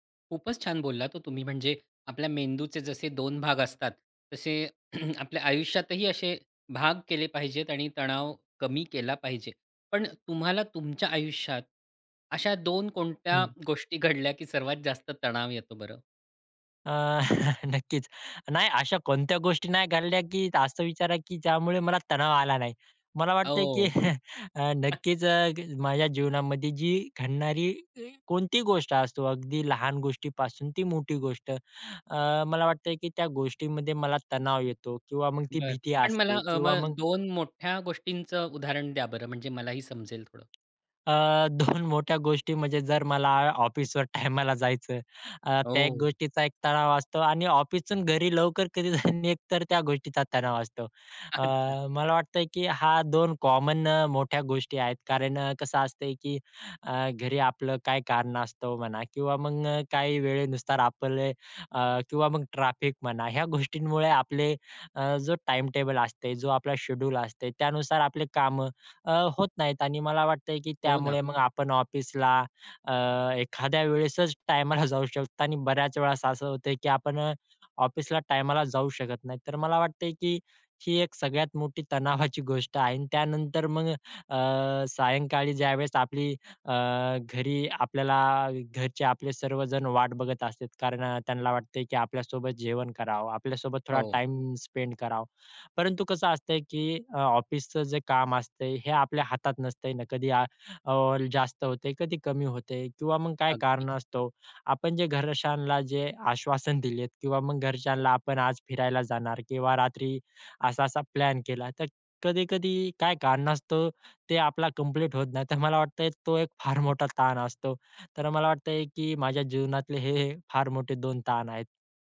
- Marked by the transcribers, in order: throat clearing; other noise; chuckle; chuckle; tapping; laughing while speaking: "निघ"; laughing while speaking: "अच्छा"; in English: "कॉमन"; in English: "स्पेंड"; laughing while speaking: "तर मला वाटतंय तो एक फार मोठा ताण असतो"
- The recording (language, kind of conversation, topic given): Marathi, podcast, तणाव ताब्यात ठेवण्यासाठी तुमची रोजची पद्धत काय आहे?